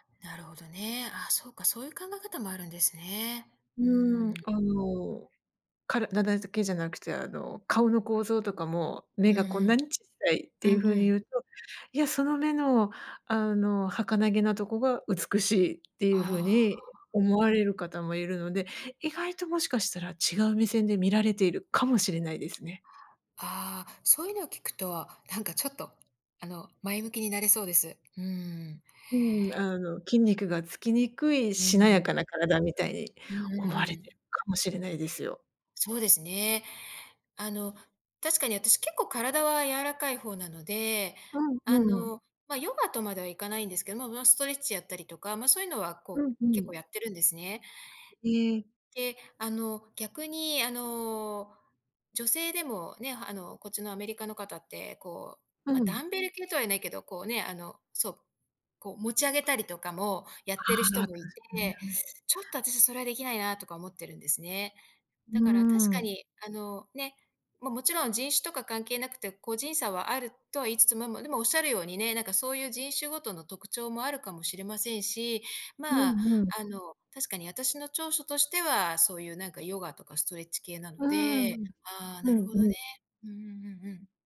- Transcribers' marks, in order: tapping; stressed: "かも"; other background noise; background speech; unintelligible speech
- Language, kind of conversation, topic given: Japanese, advice, ジムで人の視線が気になって落ち着いて運動できないとき、どうすればいいですか？